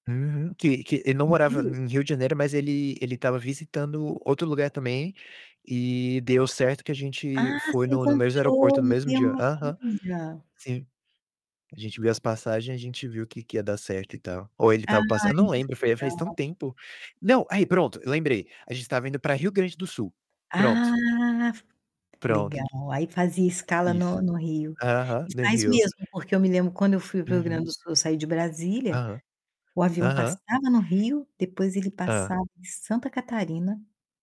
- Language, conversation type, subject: Portuguese, unstructured, Você já teve que se despedir de um lugar que amava? Como foi?
- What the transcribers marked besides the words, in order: distorted speech; unintelligible speech; tapping